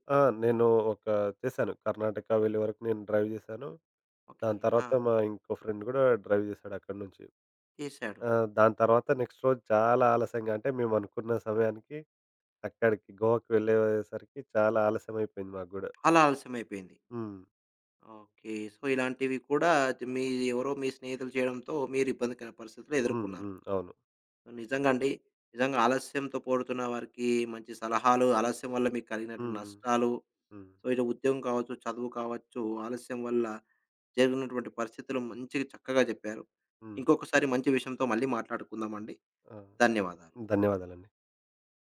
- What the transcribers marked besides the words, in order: in English: "డ్రైవ్"; in English: "ఫ్రెండ్"; in English: "డ్రైవ్"; in English: "నెక్స్ట్"; other background noise; in English: "సో"; door; in English: "సో"
- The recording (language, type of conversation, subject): Telugu, podcast, ఆలస్యం చేస్తున్నవారికి మీరు ఏ సలహా ఇస్తారు?